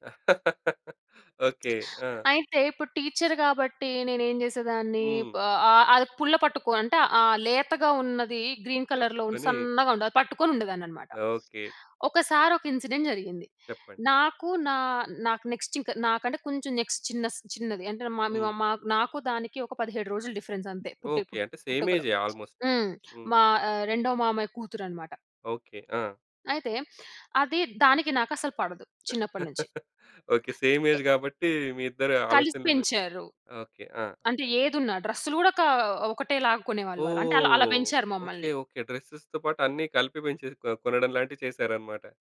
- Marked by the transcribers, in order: laugh; tapping; in English: "టీచర్"; in English: "గ్రీన్ కలర్‌లో"; in English: "ఇన్సిడెంట్"; in English: "నెక్స్ట్"; in English: "నెక్స్ట్"; in English: "డిఫరెన్స్"; in English: "సేమ్"; in English: "ఆల్‌మోస్ట్"; chuckle; in English: "సేమ్ ఏజ్"; other noise; in English: "డ్రెసస్స్‌తో"
- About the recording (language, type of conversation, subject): Telugu, podcast, మీ చిన్నప్పట్లో మీరు ఆడిన ఆటల గురించి వివరంగా చెప్పగలరా?